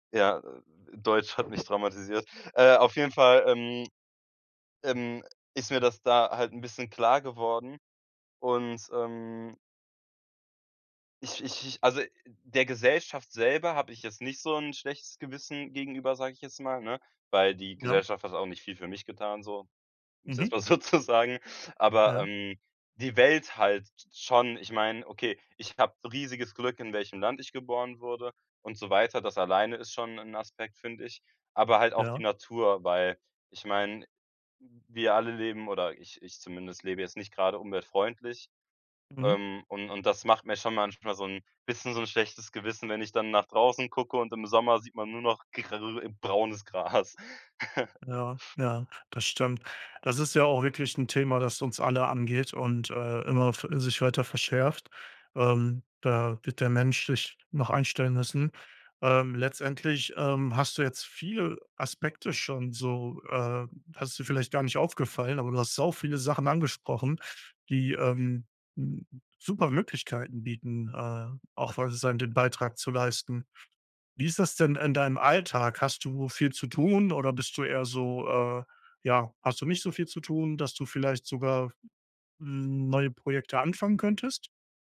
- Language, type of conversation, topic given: German, advice, Warum habe ich das Gefühl, nichts Sinnvolles zur Welt beizutragen?
- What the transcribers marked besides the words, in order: laughing while speaking: "mal so zu sagen"; laughing while speaking: "Gras"; chuckle; unintelligible speech